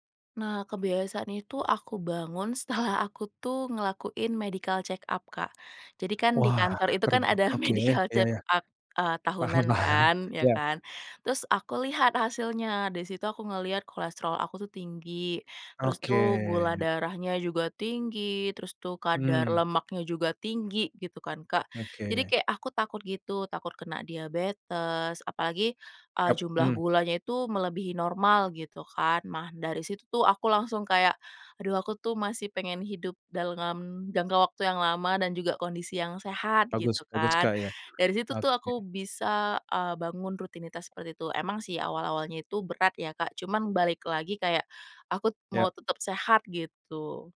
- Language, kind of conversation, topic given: Indonesian, podcast, Bagaimana cara kamu tetap disiplin berolahraga setiap minggu?
- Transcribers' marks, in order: in English: "medical check up"; in English: "medical check up"; laughing while speaking: "medical"; chuckle; tapping